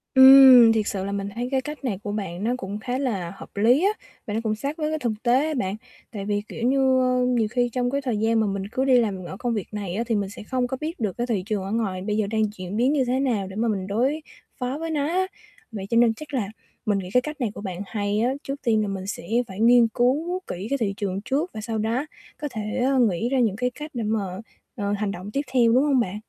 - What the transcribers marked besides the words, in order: static; other background noise; tapping
- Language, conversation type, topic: Vietnamese, advice, Làm sao để công việc hằng ngày trở nên có ý nghĩa hơn?